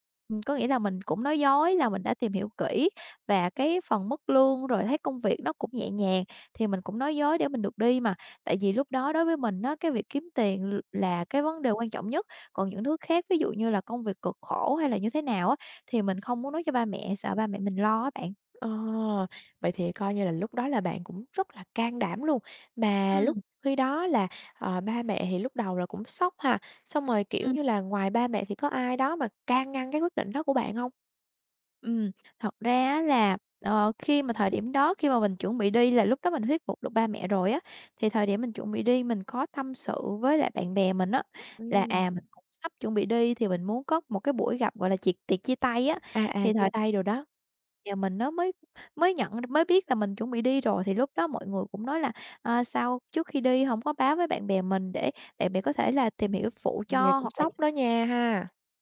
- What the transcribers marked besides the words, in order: tapping; other background noise; "tiệc-" said as "chiệc"
- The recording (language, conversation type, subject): Vietnamese, podcast, Bạn có thể kể về quyết định nào khiến bạn hối tiếc nhất không?